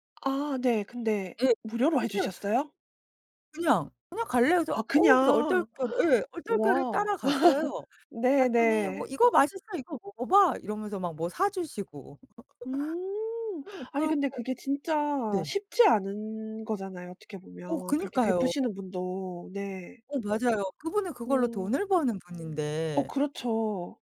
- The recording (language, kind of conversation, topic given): Korean, podcast, 여행 중에 만난 친절한 사람에 대한 이야기를 들려주실 수 있나요?
- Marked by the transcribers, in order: gasp; laugh; other background noise; laugh